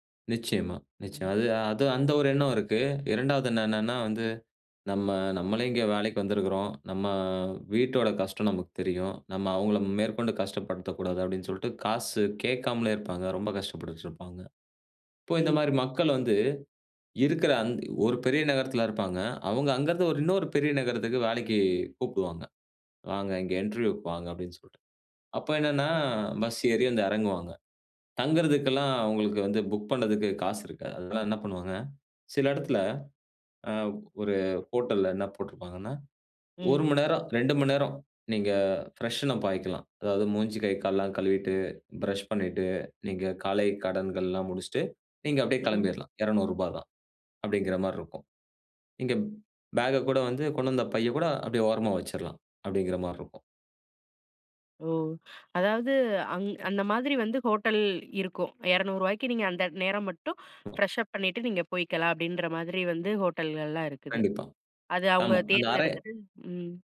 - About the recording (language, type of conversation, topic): Tamil, podcast, சிறு நகரத்திலிருந்து பெரிய நகரத்தில் வேலைக்குச் செல்லும்போது என்னென்ன எதிர்பார்ப்புகள் இருக்கும்?
- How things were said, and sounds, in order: in English: "இன்டர்வியூக்கு"; "வந்து" said as "அந்து"; in English: "பிரஷ்ன் அப்"; inhale; inhale; in English: "ஃப்ரெஷ் அப்"; unintelligible speech